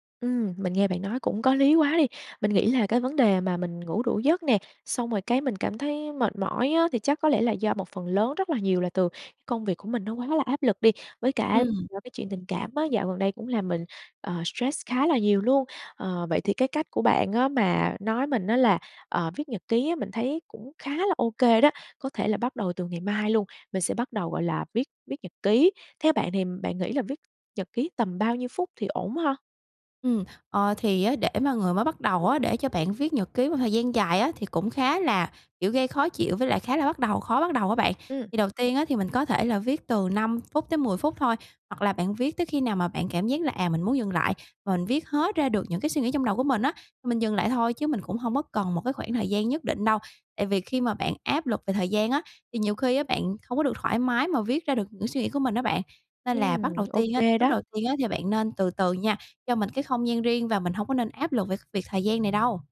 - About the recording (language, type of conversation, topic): Vietnamese, advice, Tại sao tôi cứ thức dậy mệt mỏi dù đã ngủ đủ giờ mỗi đêm?
- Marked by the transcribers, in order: tapping; other background noise